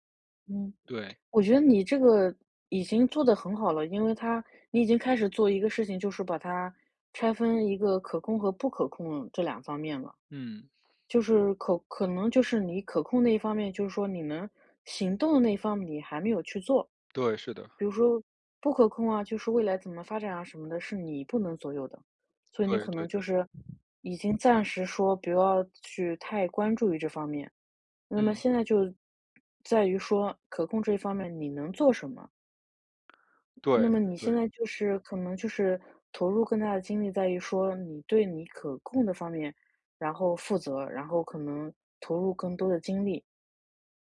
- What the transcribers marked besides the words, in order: other background noise
- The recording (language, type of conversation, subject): Chinese, advice, 我如何把担忧转化为可执行的行动？